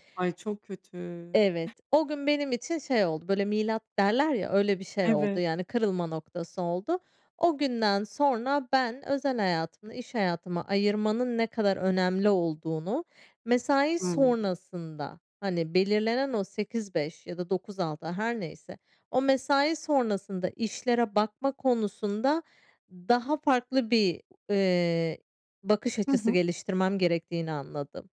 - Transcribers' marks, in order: other noise; tapping
- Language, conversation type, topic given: Turkish, podcast, Mesai sonrası e-postalara yanıt vermeyi nasıl sınırlandırırsın?